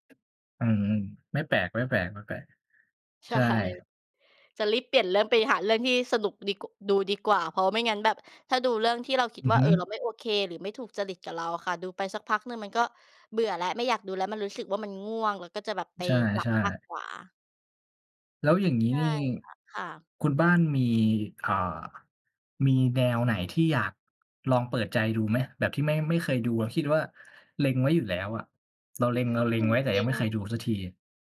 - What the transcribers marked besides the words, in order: tapping; laughing while speaking: "ใช่"
- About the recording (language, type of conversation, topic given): Thai, unstructured, คุณชอบดูหนังหรือซีรีส์แนวไหนมากที่สุด?